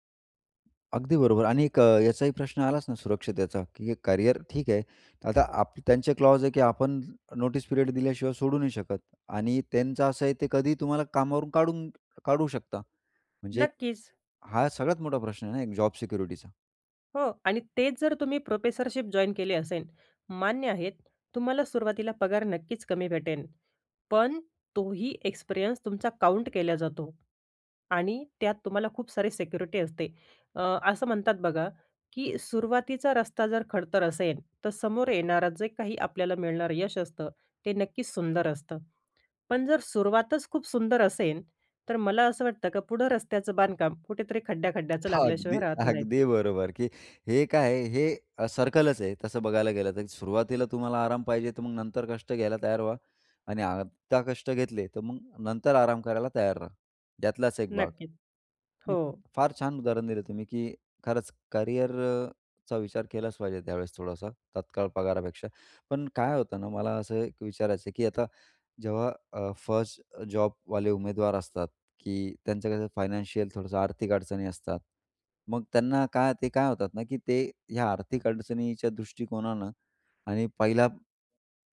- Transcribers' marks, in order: other background noise; in English: "क्लॉज"; in English: "नोटीस पिरियड"; in English: "प्रोफेसरशिप जॉइन"; in English: "एक्सपिरियन्स"; laughing while speaking: "अगदी, अगदी बरोबर"; in English: "सर्कलच"
- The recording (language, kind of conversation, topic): Marathi, podcast, नोकरी निवडताना तुमच्यासाठी जास्त पगार महत्त्वाचा आहे की करिअरमधील वाढ?